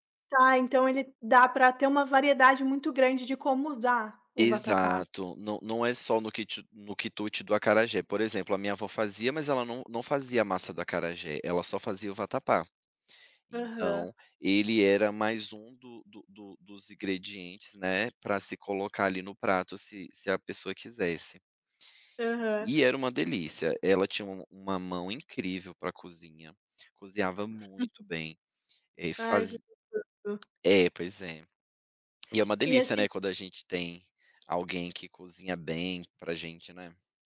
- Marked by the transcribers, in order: tapping; other background noise; chuckle
- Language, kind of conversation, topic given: Portuguese, podcast, Qual comida você associa ao amor ou ao carinho?